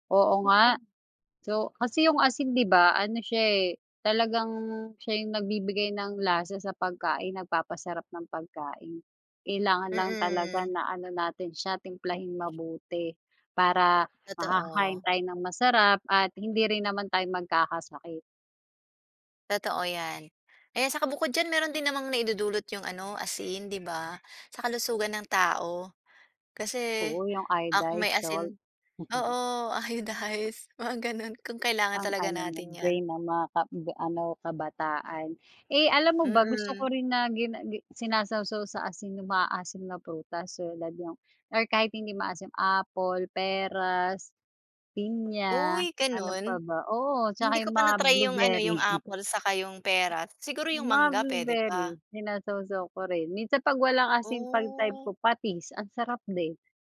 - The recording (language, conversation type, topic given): Filipino, unstructured, Ano ang palagay mo sa pagkaing sobrang maalat?
- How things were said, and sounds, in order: background speech; other noise; laughing while speaking: "iodize, mga gano'n"; chuckle; laughing while speaking: "blueberry"; tapping